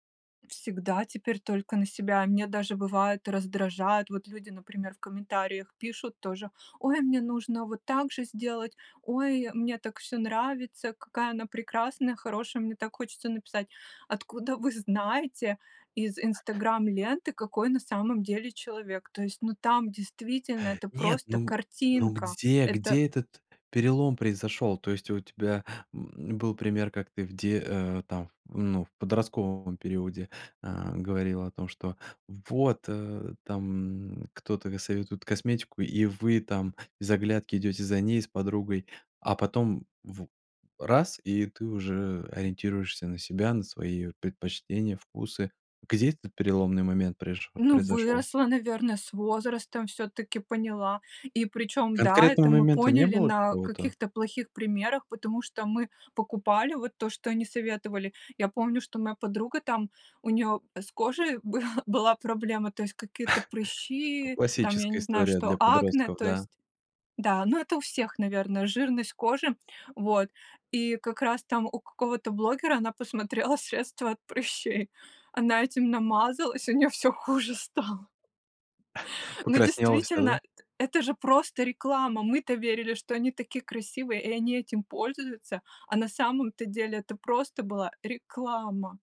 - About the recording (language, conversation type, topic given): Russian, podcast, Что помогает тебе не сравнивать себя с другими в соцсетях?
- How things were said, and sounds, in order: other background noise; "достаёт" said as "досаёт"; tapping; laughing while speaking: "был"; chuckle; laughing while speaking: "хуже стало"; chuckle